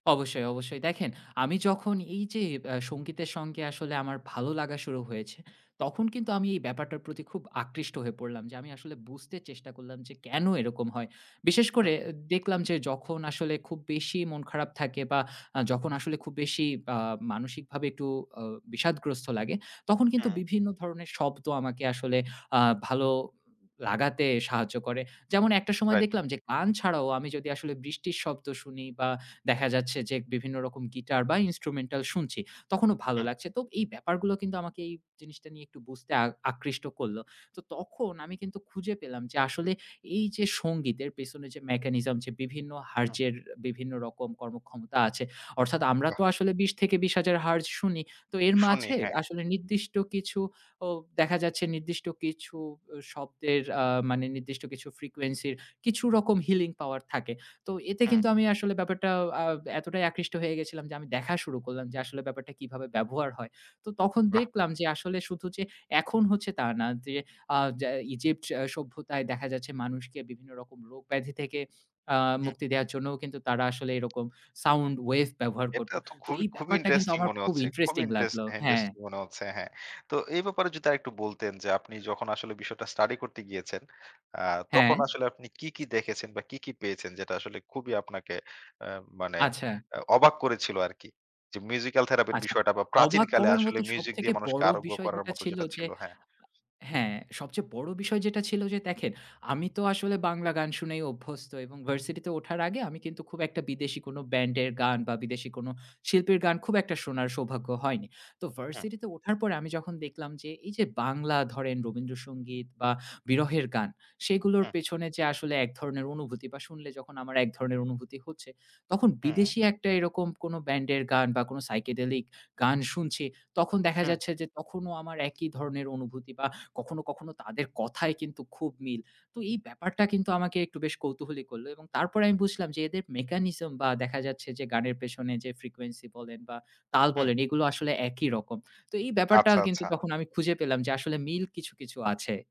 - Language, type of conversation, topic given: Bengali, podcast, গান শুনলে তোমার মুড কীভাবে বদলে যায়?
- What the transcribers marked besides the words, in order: in English: "mechanism"; in English: "frequency"; in English: "healing power"; in English: "sound wave"; in English: "psychedelic"; in English: "mechanism"; in English: "frequency"